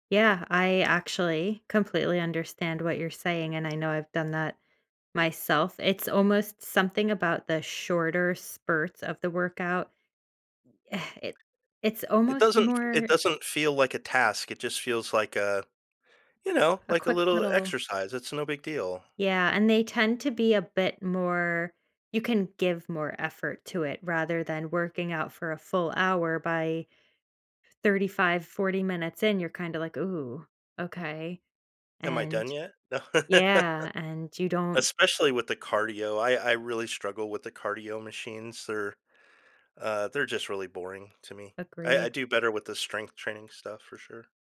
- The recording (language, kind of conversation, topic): English, unstructured, How can I motivate myself on days I have no energy?
- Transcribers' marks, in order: tapping; other background noise; exhale; laughing while speaking: "No"; laugh